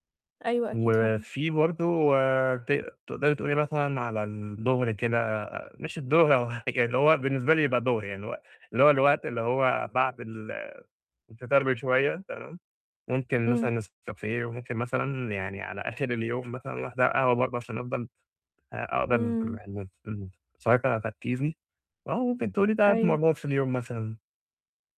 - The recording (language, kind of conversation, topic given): Arabic, advice, إزاي أعمل روتين لتجميع المهام عشان يوفّرلي وقت؟
- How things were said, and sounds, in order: unintelligible speech